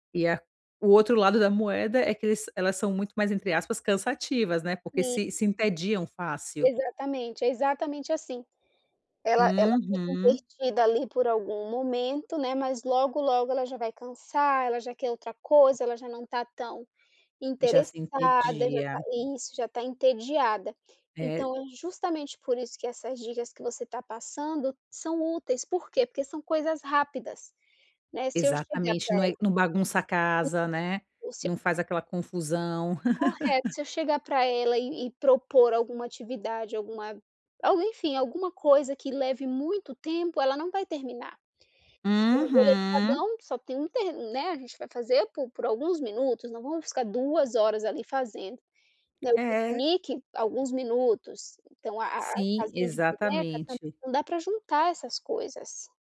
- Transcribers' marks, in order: laugh
- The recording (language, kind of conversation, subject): Portuguese, advice, Como posso criar um ambiente relaxante que favoreça o descanso e a diversão?